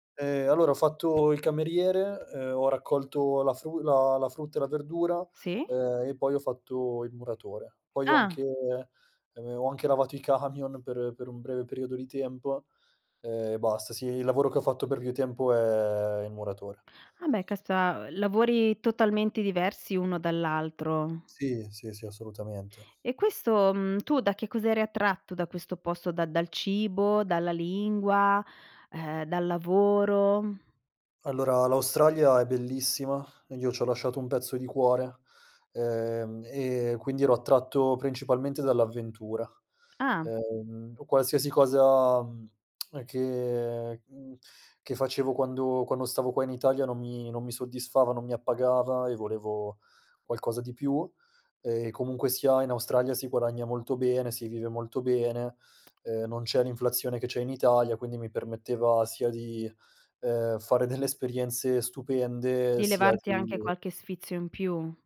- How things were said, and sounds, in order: tapping; laughing while speaking: "camion"; other background noise; unintelligible speech; laughing while speaking: "esperienze"
- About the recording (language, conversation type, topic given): Italian, podcast, Come è cambiata la tua identità vivendo in posti diversi?